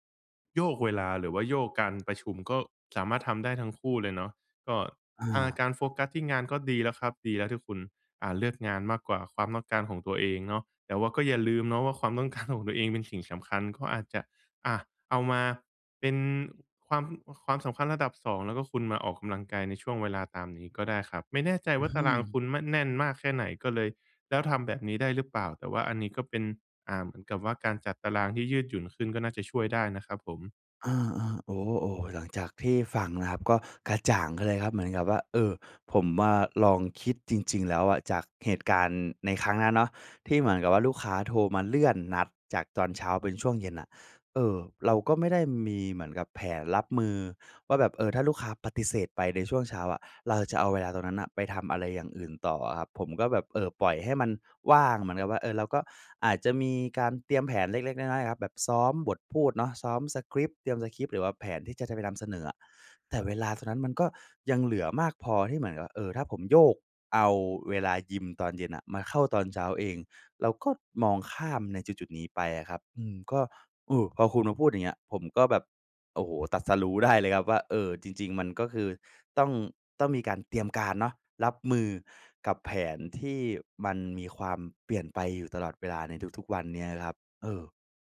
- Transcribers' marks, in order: laughing while speaking: "ต้องการ"
- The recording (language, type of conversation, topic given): Thai, advice, ฉันจะสร้างความยืดหยุ่นทางจิตใจได้อย่างไรเมื่อเจอการเปลี่ยนแปลงและความไม่แน่นอนในงานและชีวิตประจำวันบ่อยๆ?